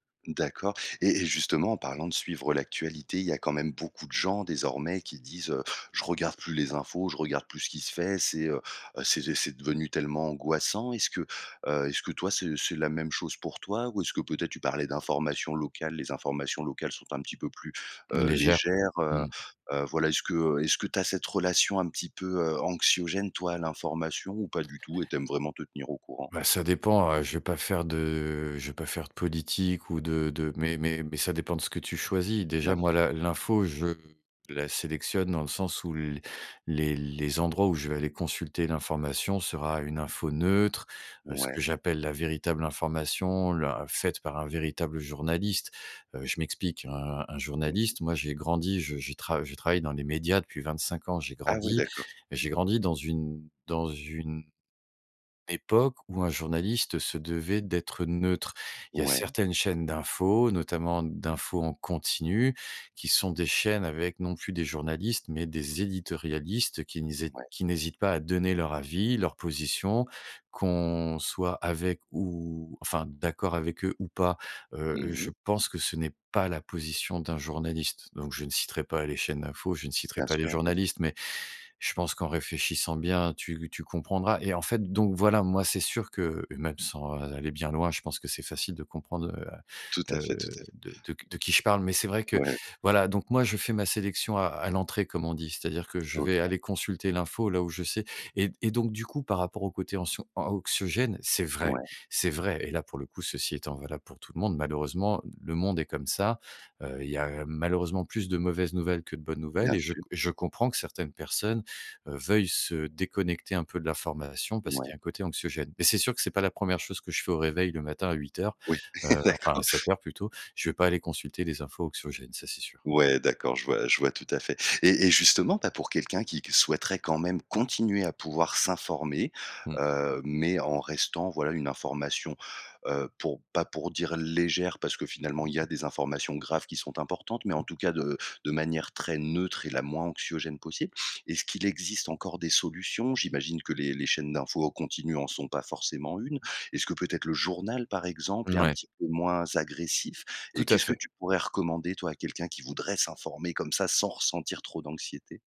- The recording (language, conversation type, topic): French, podcast, Comment gères-tu concrètement ton temps d’écran ?
- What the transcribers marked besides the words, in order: stressed: "neutre"; "n'hésitent" said as "niset"; stressed: "c'est vrai, c'est vrai"; other background noise; chuckle; stressed: "s'informer"; tapping; stressed: "neutre"; stressed: "journal"